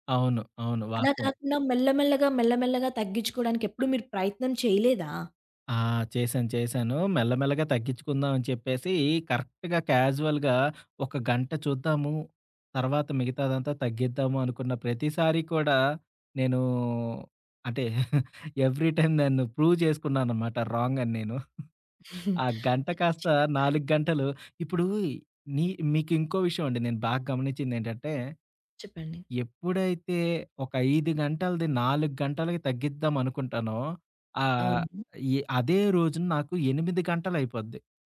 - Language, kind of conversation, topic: Telugu, podcast, స్మార్ట్‌ఫోన్ లేదా సామాజిక మాధ్యమాల నుంచి కొంత విరామం తీసుకోవడం గురించి మీరు ఎలా భావిస్తారు?
- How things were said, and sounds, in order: in English: "కరెక్ట్‌గా క్యాజువల్‌గా"; chuckle; in English: "ఎవ్రీ టైమ్"; in English: "ప్రూవ్"; giggle; in English: "రాంగ్"; chuckle; other background noise